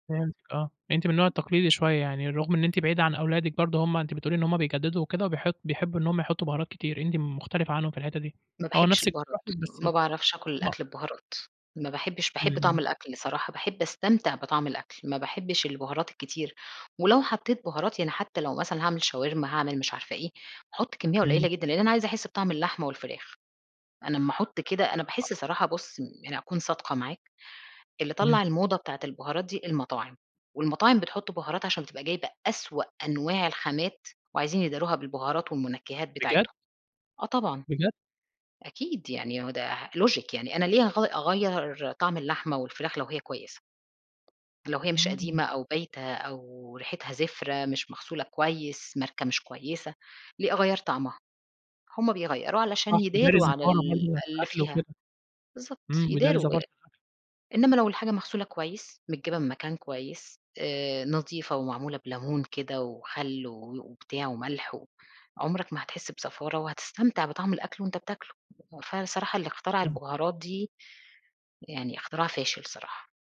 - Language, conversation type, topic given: Arabic, podcast, إزاي بتورّثوا العادات والأكلات في بيتكم؟
- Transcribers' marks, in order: tapping; unintelligible speech; other background noise; in English: "لوجك"